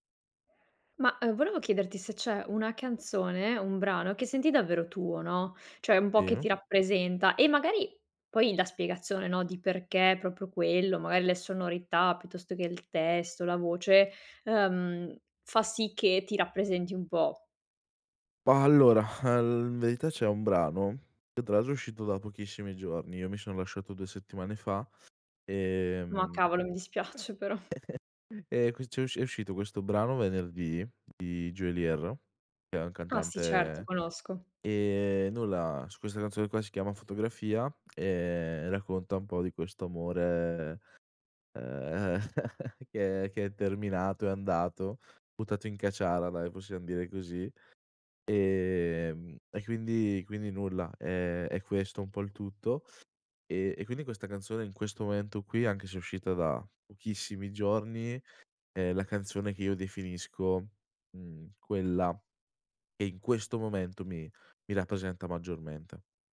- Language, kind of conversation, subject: Italian, podcast, Qual è la canzone che più ti rappresenta?
- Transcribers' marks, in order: exhale; laughing while speaking: "dispiace"; chuckle; other background noise; "Geolier" said as "Gioelier"; laughing while speaking: "ehm"; chuckle